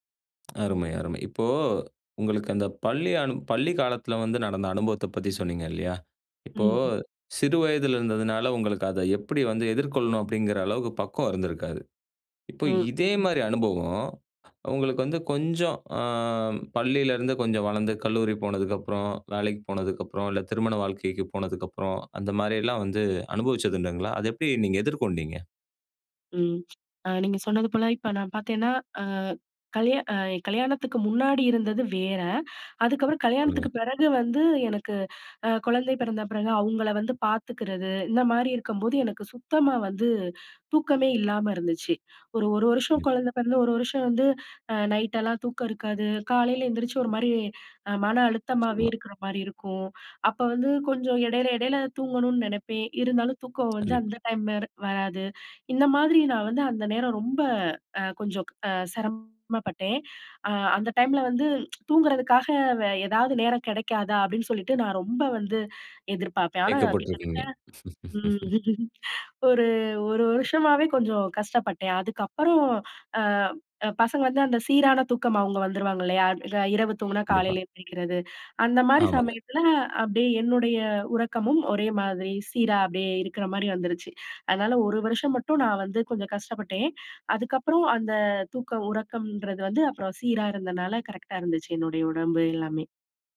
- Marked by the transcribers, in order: other background noise; tsk; chuckle; laugh
- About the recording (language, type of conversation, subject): Tamil, podcast, மிதமான உறக்கம் உங்கள் நாளை எப்படி பாதிக்கிறது என்று நீங்கள் நினைக்கிறீர்களா?